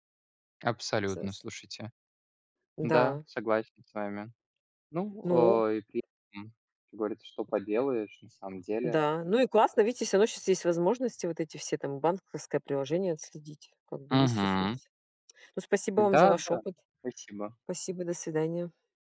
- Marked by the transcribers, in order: tapping
- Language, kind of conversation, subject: Russian, unstructured, Как вы обычно планируете бюджет на месяц?